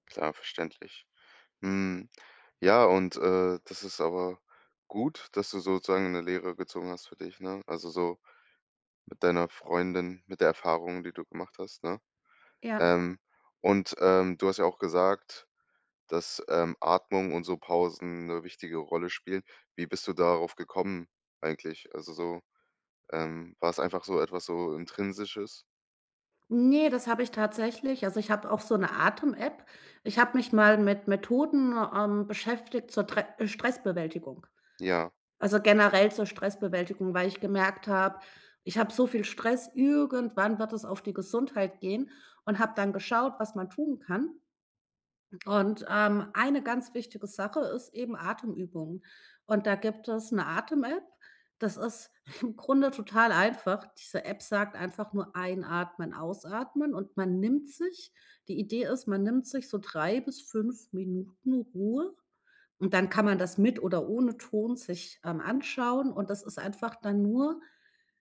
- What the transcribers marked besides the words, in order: other noise; stressed: "irgendwann"; laughing while speaking: "im"
- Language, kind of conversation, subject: German, podcast, Wie bleibst du ruhig, wenn Diskussionen hitzig werden?